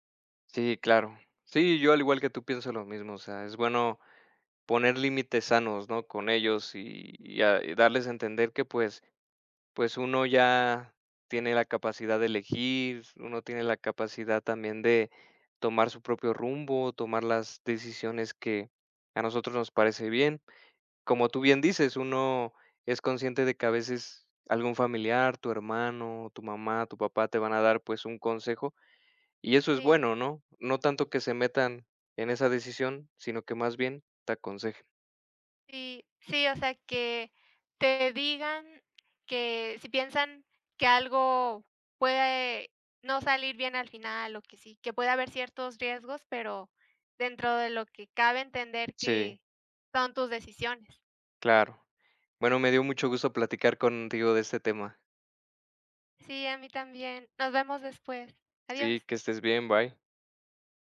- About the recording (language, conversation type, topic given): Spanish, unstructured, ¿Cómo reaccionas si un familiar no respeta tus decisiones?
- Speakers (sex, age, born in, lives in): female, 30-34, Mexico, Mexico; male, 35-39, Mexico, Mexico
- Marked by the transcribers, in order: other background noise